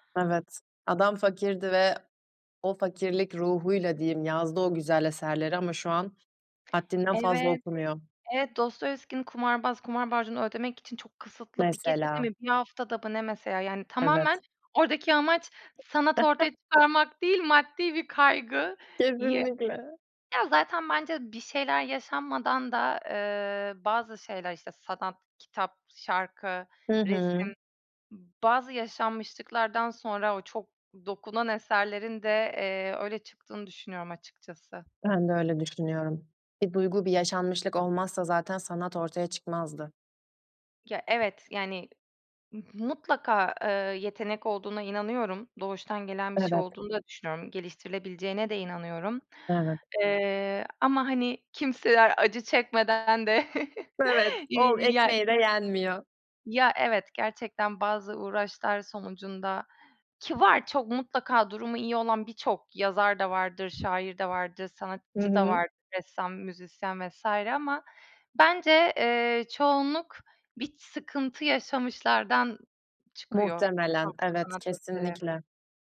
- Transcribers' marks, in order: other background noise; chuckle; tapping; chuckle; other noise
- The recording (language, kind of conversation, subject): Turkish, unstructured, Sanatın hayatımızdaki en etkili yönü sizce nedir?